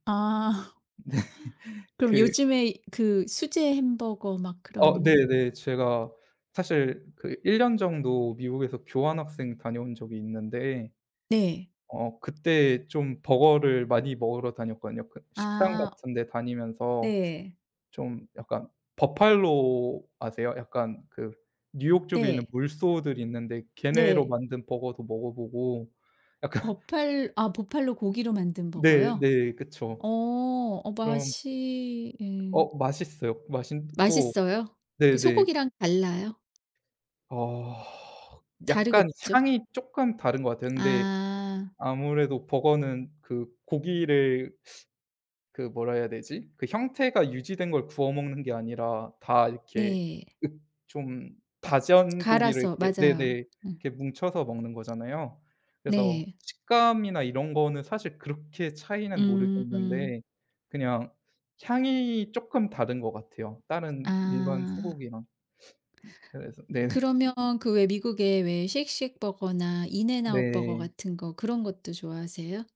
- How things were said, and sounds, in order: laughing while speaking: "아"; laughing while speaking: "네"; tapping; other background noise; laughing while speaking: "약간"; laughing while speaking: "네"
- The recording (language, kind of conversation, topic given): Korean, unstructured, 가장 좋아하는 음식은 무엇인가요?